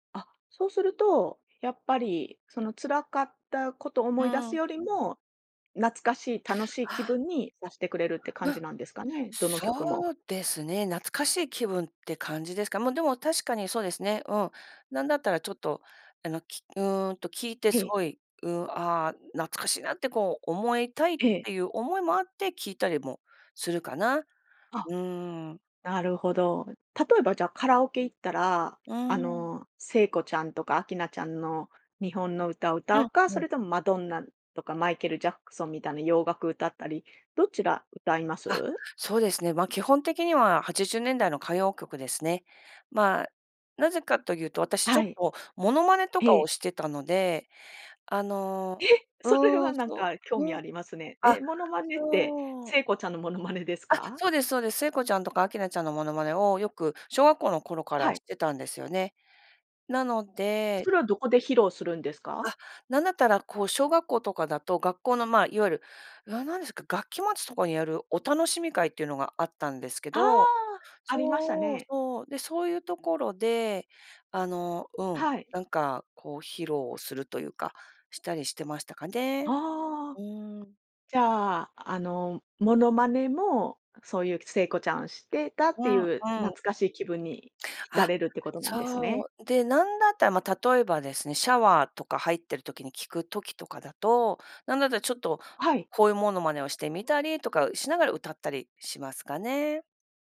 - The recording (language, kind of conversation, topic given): Japanese, podcast, 昔好きだった曲は、今でも聴けますか？
- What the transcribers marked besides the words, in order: tapping; laughing while speaking: "え、それはなんか興味あ … ノマネですか？"